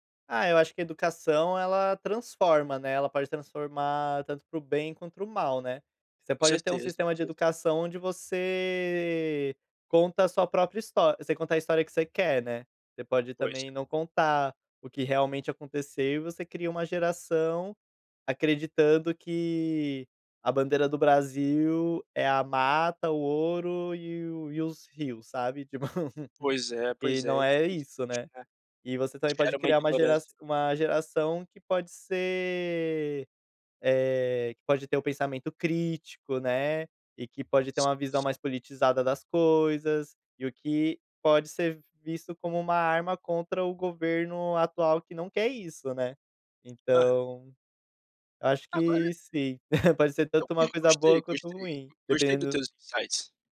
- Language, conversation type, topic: Portuguese, podcast, Que filme da sua infância marcou você profundamente?
- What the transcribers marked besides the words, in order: laugh; chuckle; in English: "insights"